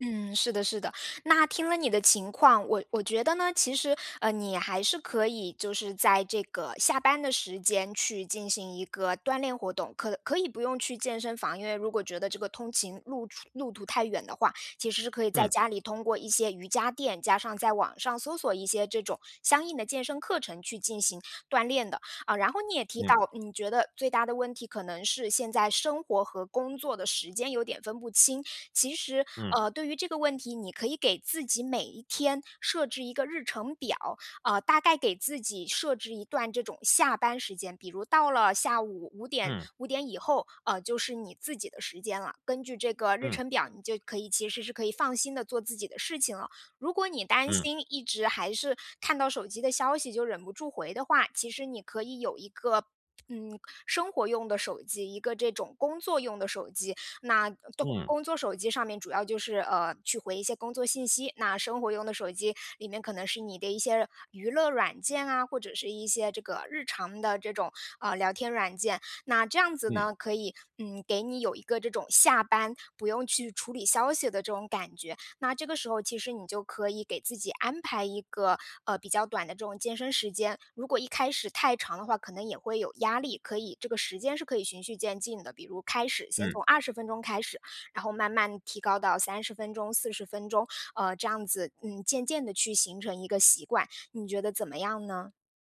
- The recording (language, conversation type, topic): Chinese, advice, 如何持续保持对爱好的动力？
- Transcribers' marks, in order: other background noise